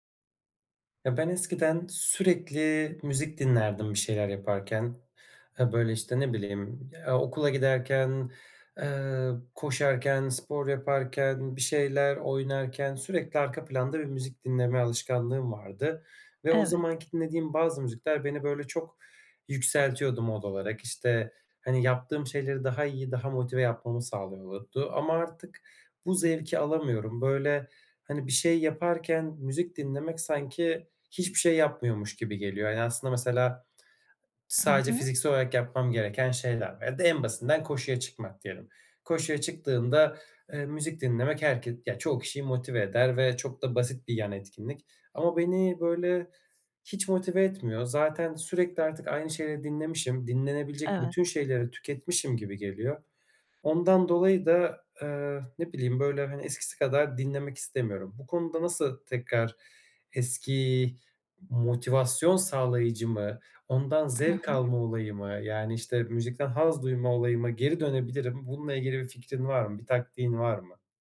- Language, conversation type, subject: Turkish, advice, Eskisi gibi film veya müzikten neden keyif alamıyorum?
- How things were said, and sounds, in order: other background noise; "sağlıyordu" said as "sağlıyoldu"